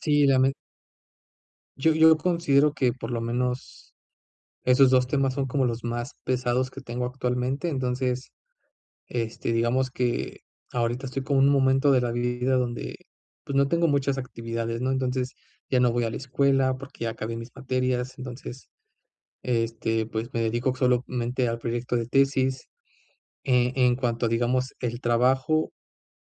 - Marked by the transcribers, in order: none
- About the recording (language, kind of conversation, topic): Spanish, advice, ¿Cómo puedo dejar de rumiar pensamientos negativos que me impiden dormir?